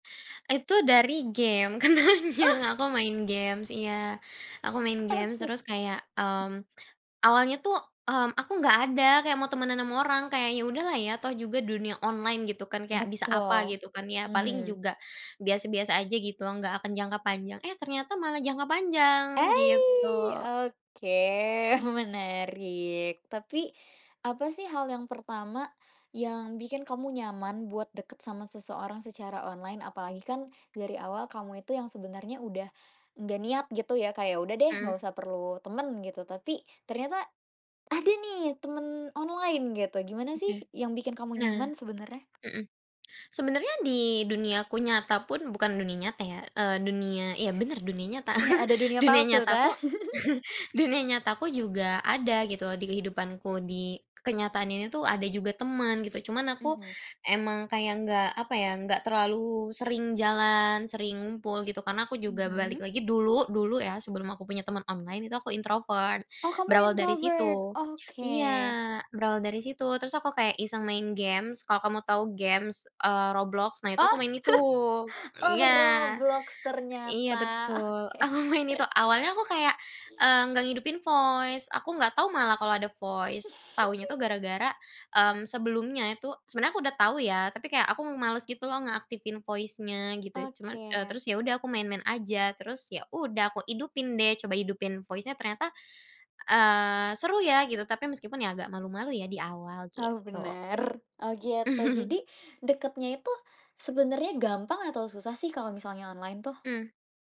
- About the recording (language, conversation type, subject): Indonesian, podcast, Menurut kamu, apa perbedaan antara teman daring dan teman di dunia nyata?
- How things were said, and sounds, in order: laughing while speaking: "kenalnya"; laughing while speaking: "Oke"; other background noise; put-on voice: "Aih"; laughing while speaking: "oke"; chuckle; chuckle; chuckle; in English: "introvert"; in English: "introvert?"; laughing while speaking: "Aku main itu"; chuckle; background speech; in English: "voice"; laughing while speaking: "Oke"; in English: "voice"; chuckle; in English: "voice-nya"; in English: "voice-nya"; chuckle